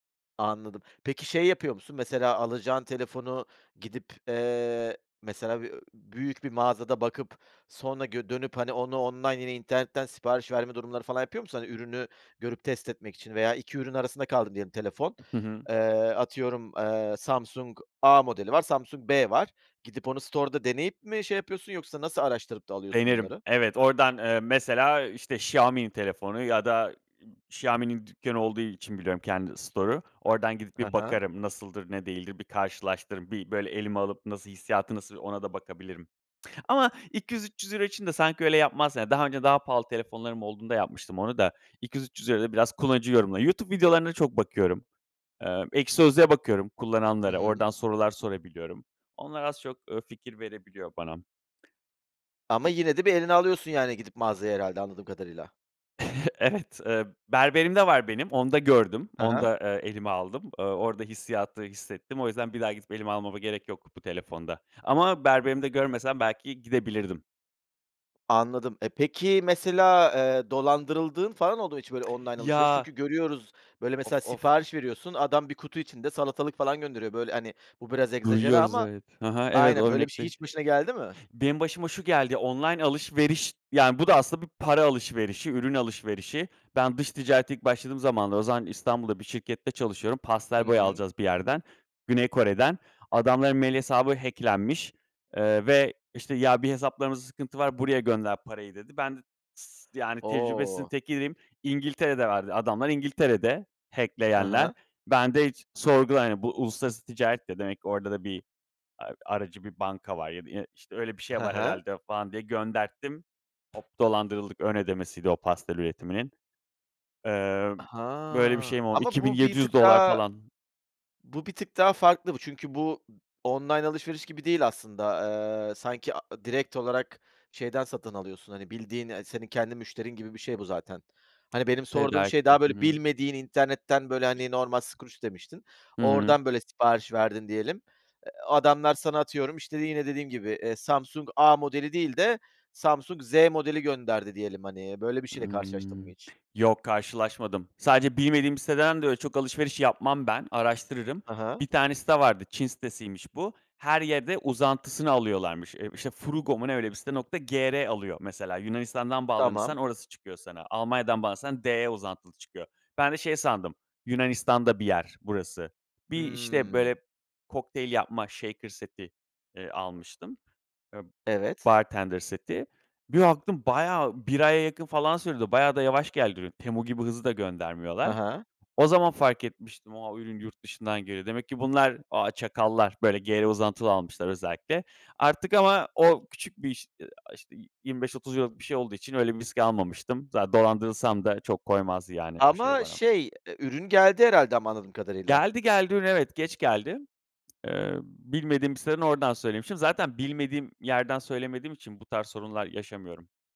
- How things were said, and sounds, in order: other background noise; in English: "store'da"; in English: "store'u"; tsk; chuckle; laughing while speaking: "Evet"; drawn out: "O!"; drawn out: "Ha!"; in English: "shaker"; in English: "bartender"
- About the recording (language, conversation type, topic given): Turkish, podcast, Online alışveriş yaparken nelere dikkat ediyorsun?